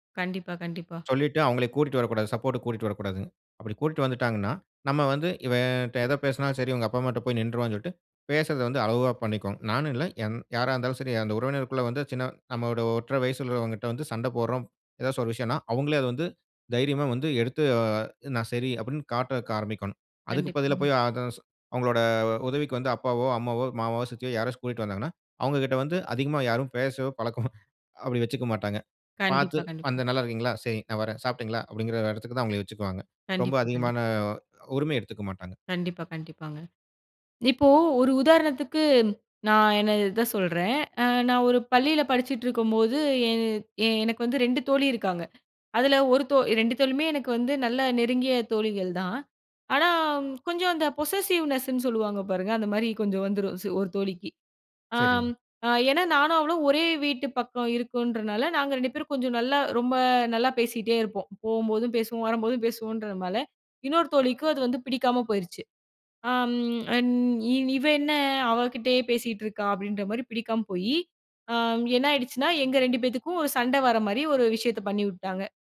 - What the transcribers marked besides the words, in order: other background noise; in English: "அதர்ஸ்"; laughing while speaking: "பழக்கமோ"; other noise; in English: "பொசசிவ்னெஸ்ன்னு"
- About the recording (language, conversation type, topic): Tamil, podcast, சண்டை முடிந்த பிறகு உரையாடலை எப்படி தொடங்குவது?